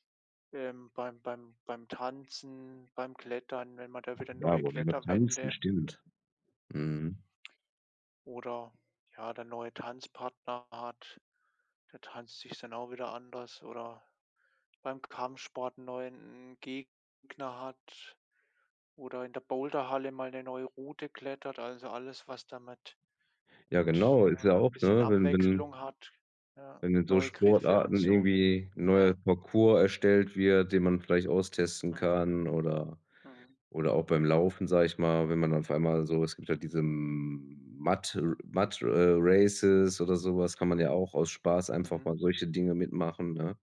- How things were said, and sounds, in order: in English: "Mud"; in English: "Mud"; in English: "Races"
- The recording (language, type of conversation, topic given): German, unstructured, Was macht Sport für dich besonders spaßig?